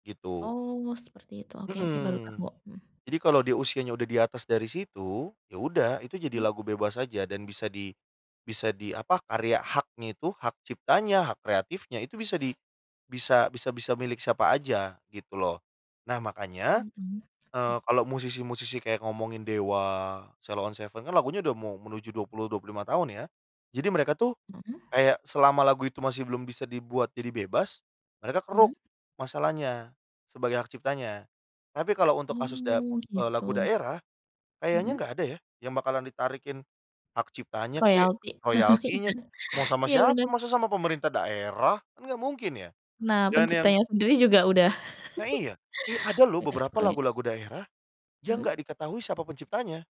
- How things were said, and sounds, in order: drawn out: "Oh"; other background noise; laugh; laughing while speaking: "iya"; laugh
- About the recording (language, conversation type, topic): Indonesian, podcast, Apa pendapatmu tentang lagu daerah yang diaransemen ulang menjadi lagu pop?